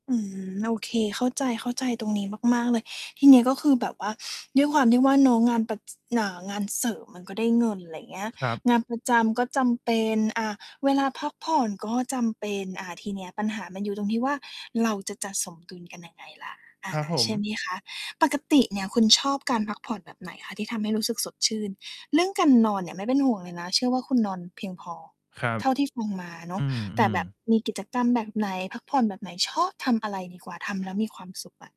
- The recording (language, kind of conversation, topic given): Thai, advice, ฉันจะจัดสมดุลระหว่างงานกับการพักผ่อนได้อย่างไร?
- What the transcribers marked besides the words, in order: sniff; other background noise; distorted speech; tapping